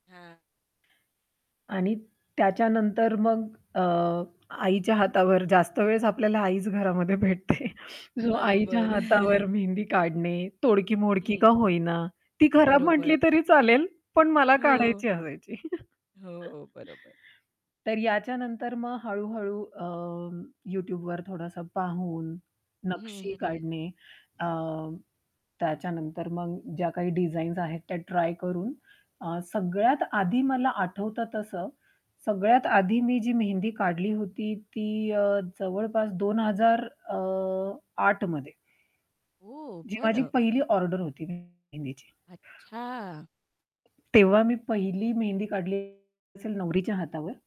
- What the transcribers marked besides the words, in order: static; tapping; laughing while speaking: "भेटते"; chuckle; laugh; distorted speech; other background noise
- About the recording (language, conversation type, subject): Marathi, podcast, स्वतःहून शिकायला सुरुवात कशी करावी?